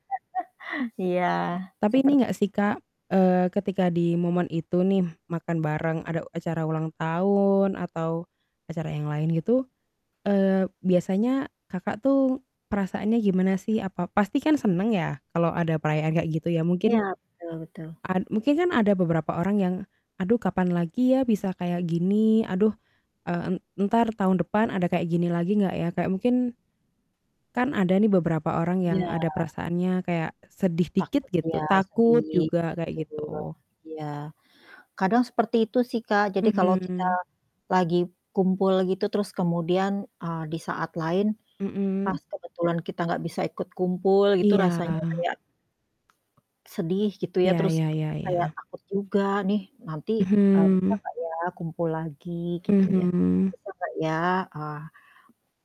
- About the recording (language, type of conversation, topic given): Indonesian, unstructured, Tradisi keluarga apa yang selalu membuatmu merasa bahagia?
- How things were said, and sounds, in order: static; chuckle; other background noise; distorted speech